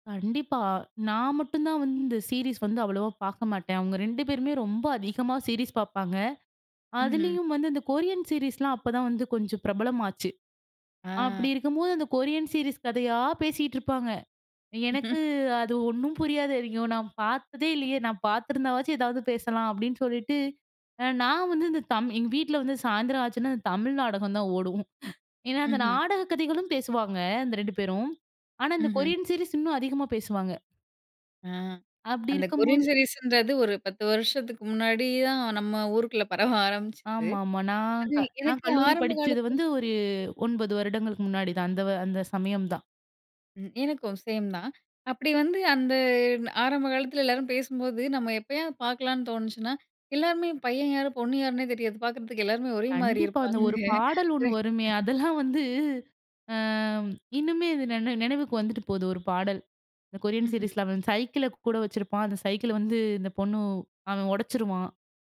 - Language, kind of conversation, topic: Tamil, podcast, நண்பர்களுக்குள் நெருக்கம் எப்படி உருவாகிறது?
- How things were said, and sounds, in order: laugh; laughing while speaking: "ஓடும்"; laughing while speaking: "பரவ"; laughing while speaking: "ஒரேமாரி இருப்பாங்க"; unintelligible speech; laughing while speaking: "அதெல்லாம் வந்து"; "போகுது" said as "போது"